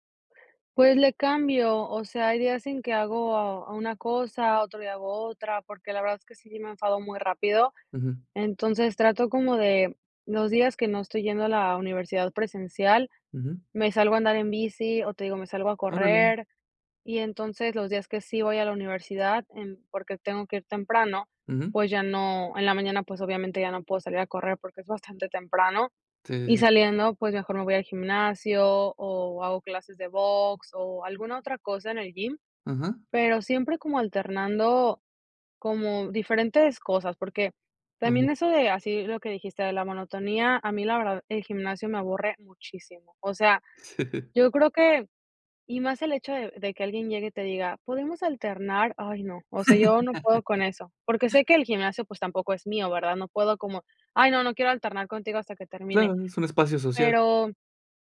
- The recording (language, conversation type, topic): Spanish, podcast, ¿Qué papel tiene la disciplina frente a la motivación para ti?
- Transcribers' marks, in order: laughing while speaking: "Sí"